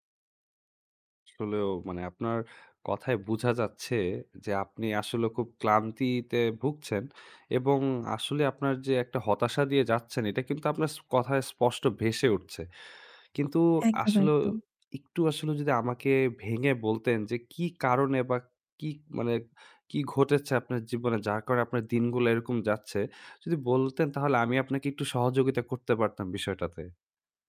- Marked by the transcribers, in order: tapping
- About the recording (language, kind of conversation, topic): Bengali, advice, বহু ডিভাইস থেকে আসা নোটিফিকেশনগুলো কীভাবে আপনাকে বিভ্রান্ত করে আপনার কাজ আটকে দিচ্ছে?
- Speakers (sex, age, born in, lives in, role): female, 45-49, Bangladesh, Bangladesh, user; male, 20-24, Bangladesh, Bangladesh, advisor